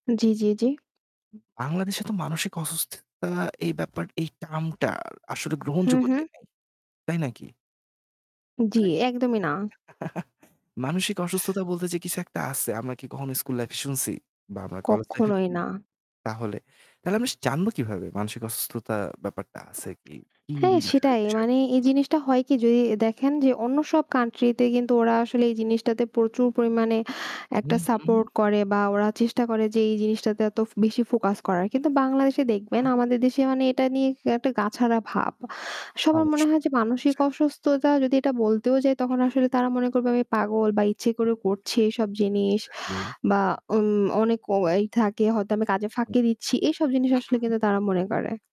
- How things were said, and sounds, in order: static; chuckle; other background noise; distorted speech
- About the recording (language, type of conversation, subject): Bengali, unstructured, কেন মানসিক অসুস্থতাকে কখনো কখনো ব্যক্তিগত দুর্বলতা হিসেবে মনে করা হয়?